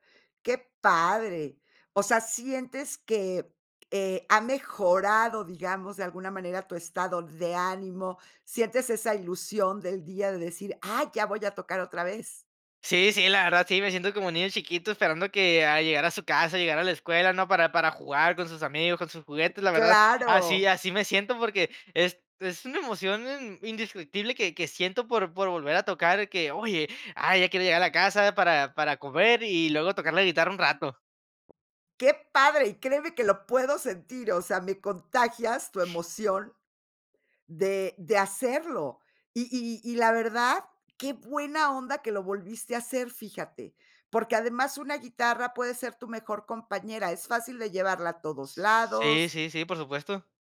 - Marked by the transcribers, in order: other noise; other background noise
- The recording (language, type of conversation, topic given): Spanish, podcast, ¿Cómo fue retomar un pasatiempo que habías dejado?